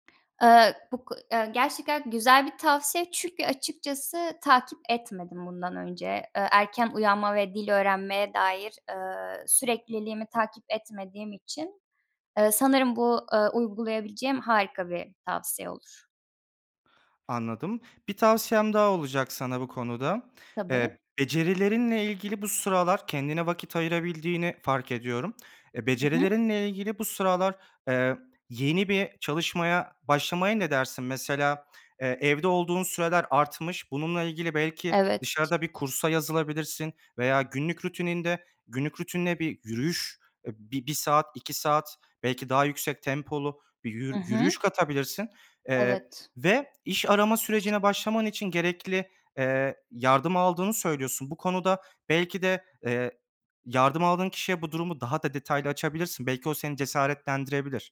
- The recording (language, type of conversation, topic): Turkish, advice, İşten çıkarılma sonrası kimliğinizi ve günlük rutininizi nasıl yeniden düzenlemek istersiniz?
- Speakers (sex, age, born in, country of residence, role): female, 25-29, Turkey, Germany, user; male, 25-29, Turkey, Germany, advisor
- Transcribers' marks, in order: other background noise